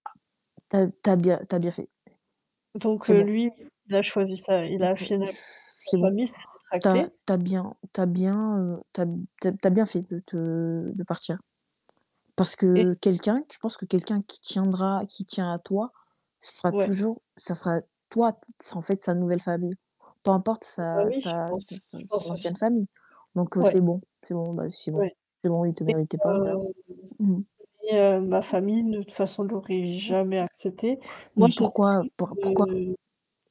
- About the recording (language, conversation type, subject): French, unstructured, La gestion des attentes familiales est-elle plus délicate dans une amitié ou dans une relation amoureuse ?
- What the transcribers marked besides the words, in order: static; other background noise; distorted speech; mechanical hum; other noise